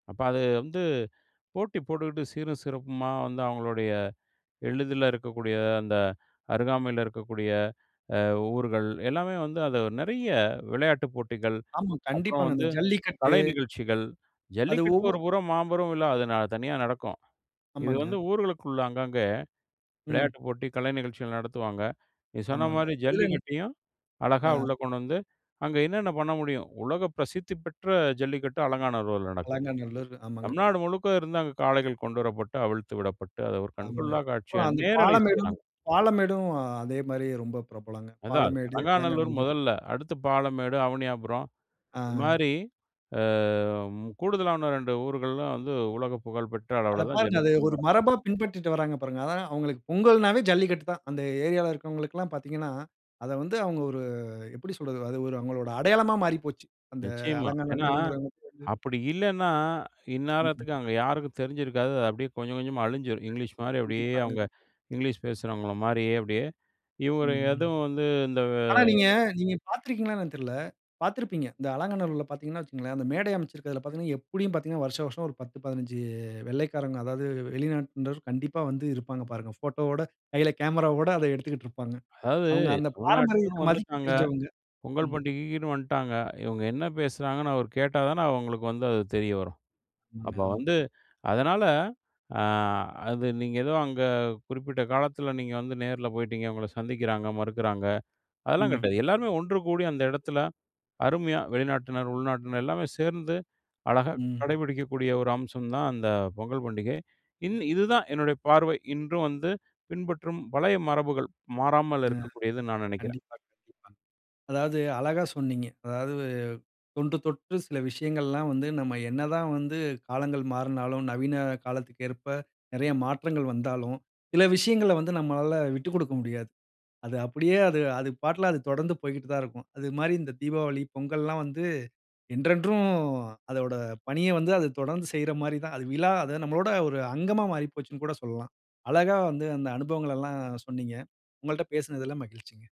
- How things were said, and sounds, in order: none
- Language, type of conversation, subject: Tamil, podcast, இன்றும் நீங்கள் தொடர்ந்து பின்பற்றும் பழைய மரபு அல்லது வழக்கம் எது?